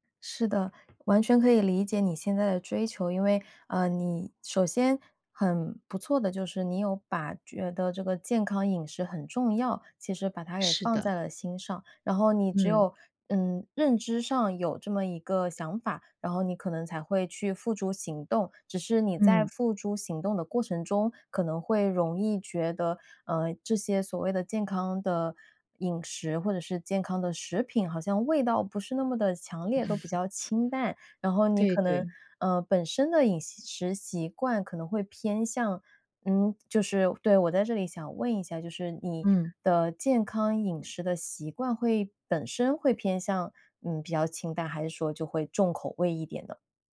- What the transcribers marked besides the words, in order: other background noise; tapping; laugh
- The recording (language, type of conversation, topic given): Chinese, advice, 如何把健康饮食变成日常习惯？